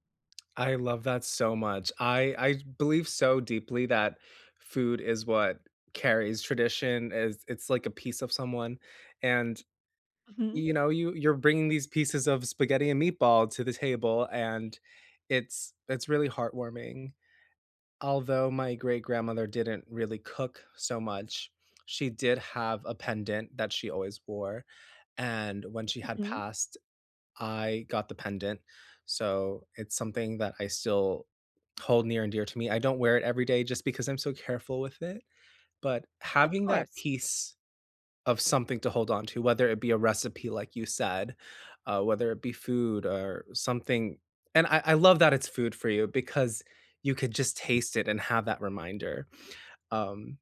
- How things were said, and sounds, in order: none
- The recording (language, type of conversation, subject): English, unstructured, What role do memories play in coping with loss?